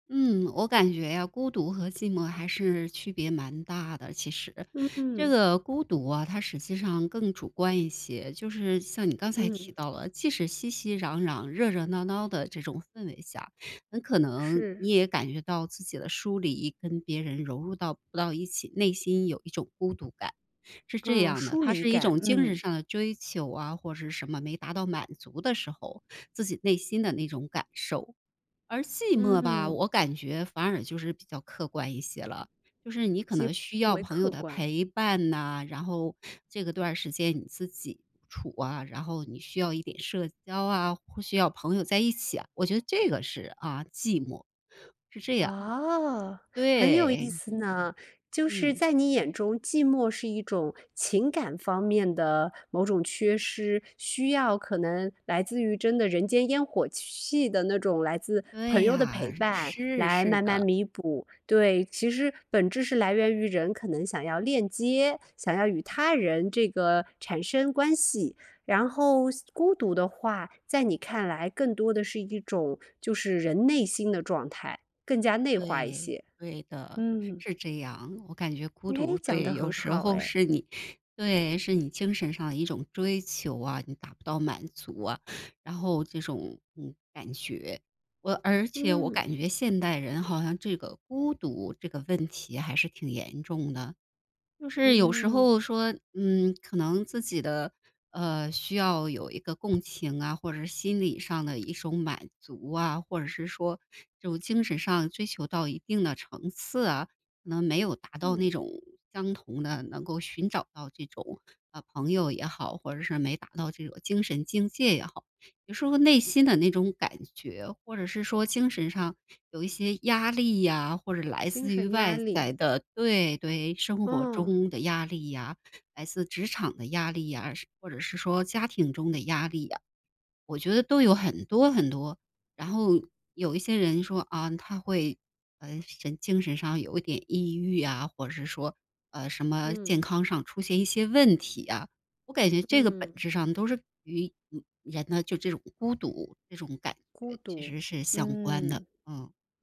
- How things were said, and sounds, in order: sniff; tapping; joyful: "哦，很有意思呢"; unintelligible speech
- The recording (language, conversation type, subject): Chinese, podcast, 你觉得孤独和寂寞的区别在哪里？